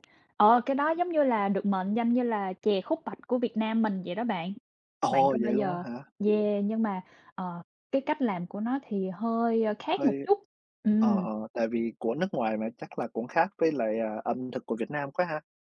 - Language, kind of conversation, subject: Vietnamese, unstructured, Món tráng miệng nào bạn không thể cưỡng lại được?
- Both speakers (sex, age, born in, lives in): female, 25-29, Vietnam, United States; male, 20-24, Vietnam, United States
- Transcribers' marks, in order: tapping